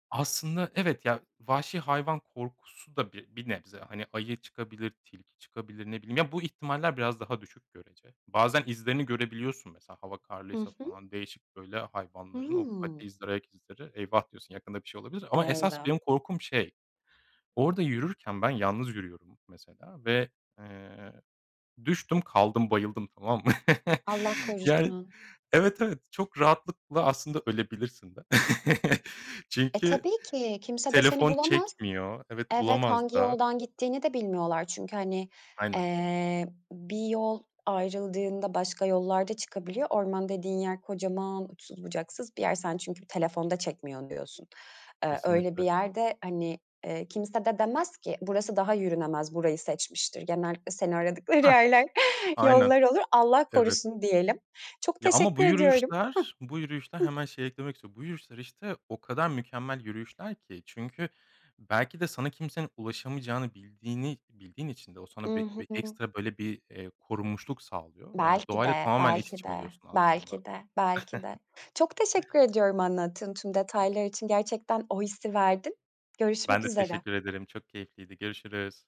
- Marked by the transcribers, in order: other background noise; laugh; laughing while speaking: "Yani"; laugh; laughing while speaking: "aradıkları yerler"; tapping; chuckle
- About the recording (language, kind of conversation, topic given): Turkish, podcast, Doğada sade bir yaşam sürmenin en basit yolları nelerdir?